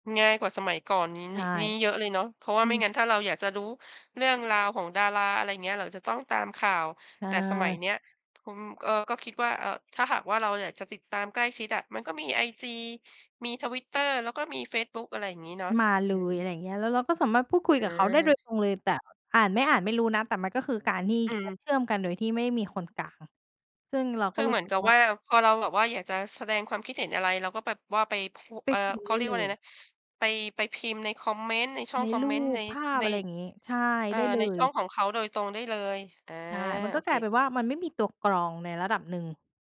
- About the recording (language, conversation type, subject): Thai, podcast, ทำไมคนเราถึงชอบติดตามชีวิตดาราราวกับกำลังดูเรื่องราวที่น่าตื่นเต้น?
- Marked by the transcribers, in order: tapping; other background noise